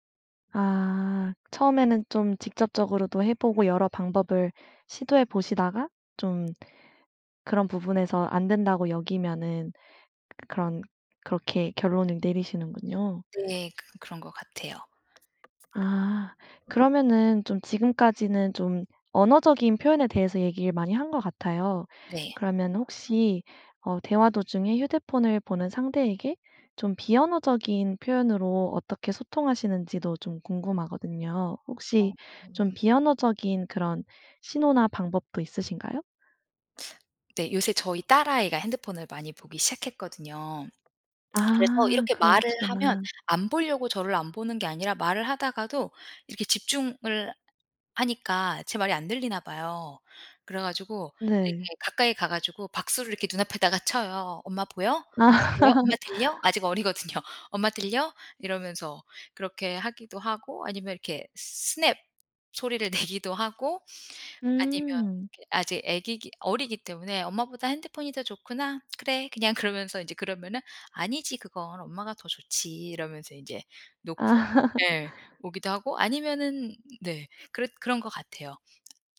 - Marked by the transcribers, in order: tapping; unintelligible speech; other background noise; lip smack; unintelligible speech; laughing while speaking: "아"; laugh; laughing while speaking: "어리거든요"; in English: "스냅"; laughing while speaking: "내기도"; laughing while speaking: "아"
- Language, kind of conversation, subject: Korean, podcast, 대화 중에 상대가 휴대폰을 볼 때 어떻게 말하면 좋을까요?